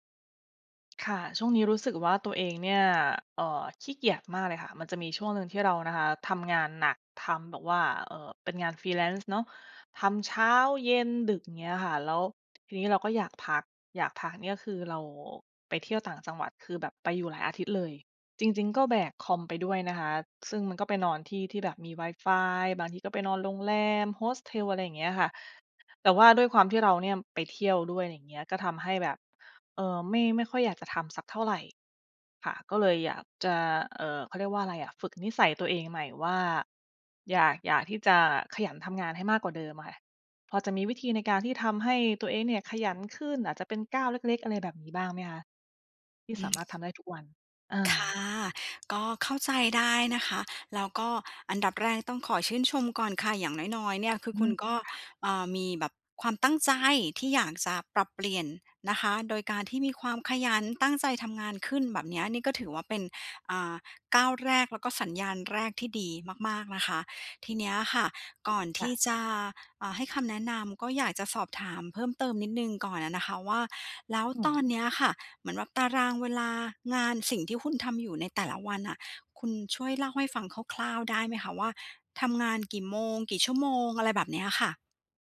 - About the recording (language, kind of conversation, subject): Thai, advice, เริ่มนิสัยใหม่ด้วยก้าวเล็กๆ ทุกวัน
- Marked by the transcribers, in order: in English: "Freelance"; other background noise